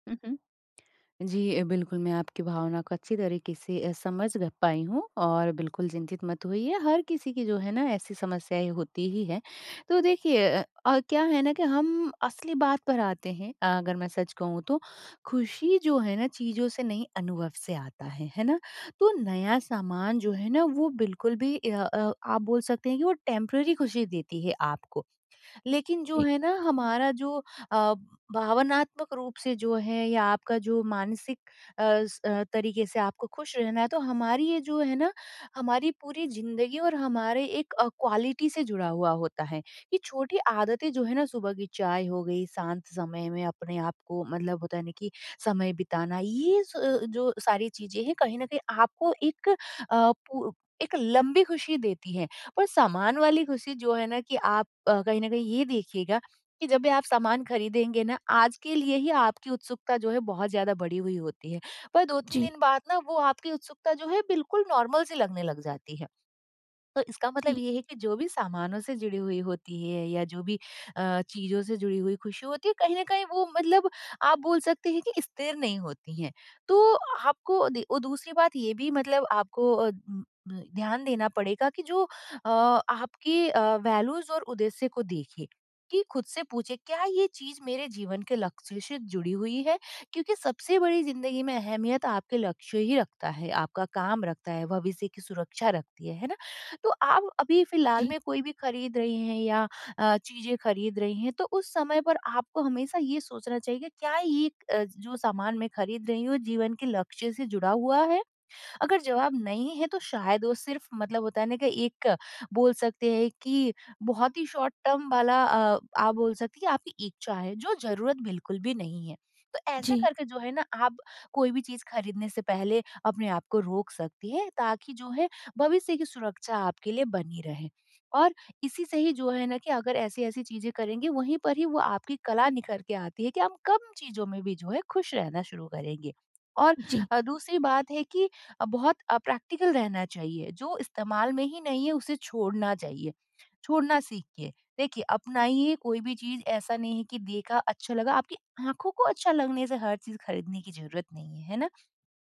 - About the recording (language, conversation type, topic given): Hindi, advice, कम चीज़ों में खुश रहने की कला
- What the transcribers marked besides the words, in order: in English: "टेम्परेरी"; in English: "क्वालिटी"; in English: "नॉर्मल"; in English: "वैल्यूज़"; in English: "शॉर्ट टर्म"; in English: "प्रैक्टिकल"